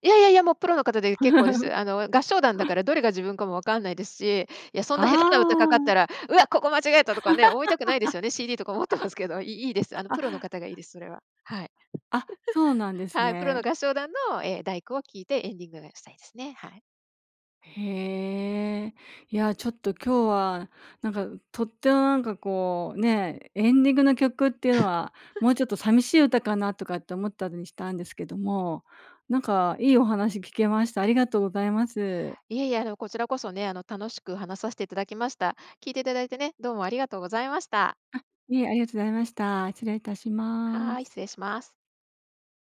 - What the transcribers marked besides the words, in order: laugh; laugh; laughing while speaking: "CDとか持ってますけど"; laugh; tapping; laugh; other background noise; laugh
- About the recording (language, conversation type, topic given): Japanese, podcast, 人生の最期に流したい「エンディング曲」は何ですか？
- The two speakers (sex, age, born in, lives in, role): female, 55-59, Japan, United States, guest; female, 60-64, Japan, Japan, host